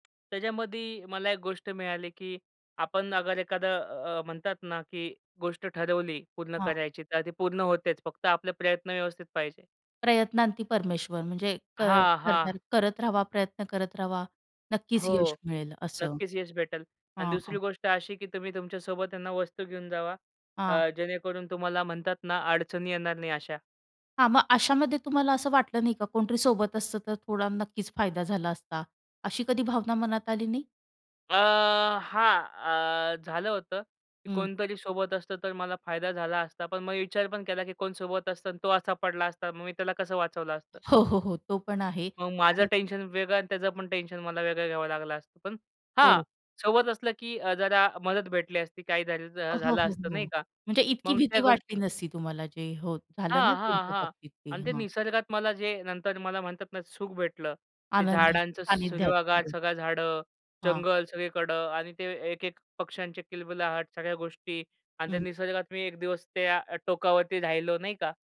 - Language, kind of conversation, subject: Marathi, podcast, निसर्गात एकट्याने ट्रेक केल्याचा तुमचा अनुभव कसा होता?
- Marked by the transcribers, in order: tapping; other background noise; shush; "हिरवागार" said as "सूरवागार"